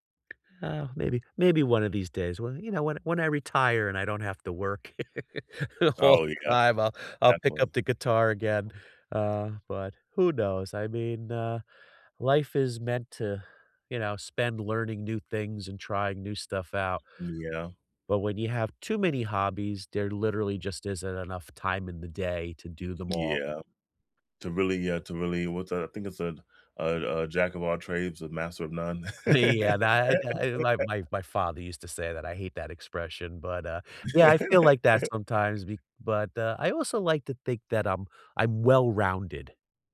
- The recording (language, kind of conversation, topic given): English, unstructured, How did you first get into your favorite hobby?
- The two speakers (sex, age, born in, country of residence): male, 35-39, United States, United States; male, 50-54, United States, United States
- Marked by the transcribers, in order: tapping; laugh; laughing while speaking: "all the time"; laugh; laugh